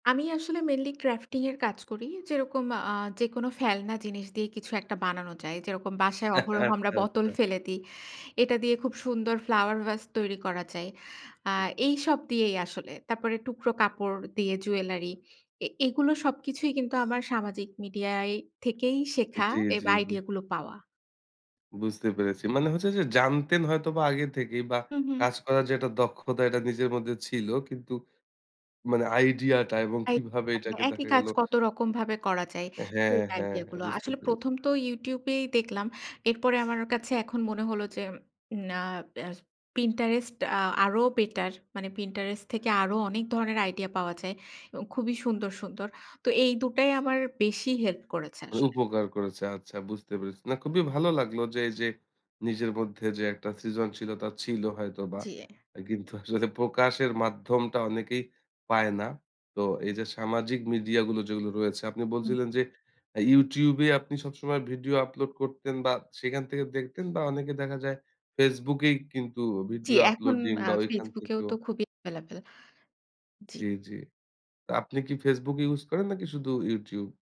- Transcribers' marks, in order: in English: "mainly crafting"; chuckle; "বোতল" said as "বতল"; unintelligible speech; tapping; other background noise; chuckle
- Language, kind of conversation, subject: Bengali, podcast, সামাজিক মাধ্যম কীভাবে আপনার সৃজনশীল কাজকে প্রভাবিত করে?